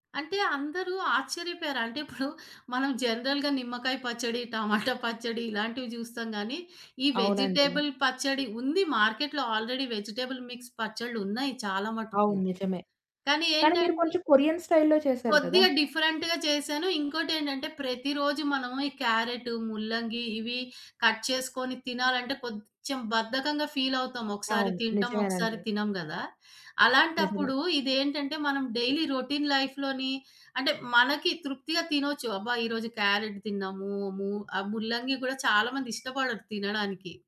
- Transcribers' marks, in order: in English: "జనరల్‌గా"; chuckle; in English: "వెజిటబుల్"; in English: "మార్కెట్‌లో ఆల్రెడీ వెజిటబుల్ మిక్స్"; in English: "కొరియన్ స్టైల్‌లో"; in English: "డిఫరెంట్‌గా"; in English: "కట్"; in English: "డైలీ రొటీన్ లైఫ్‌లోని"
- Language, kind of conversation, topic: Telugu, podcast, పాత వంటకాల్లో కొంచెం మార్పు చేసి మీరు కొత్త రుచిని కనుక్కున్నారా?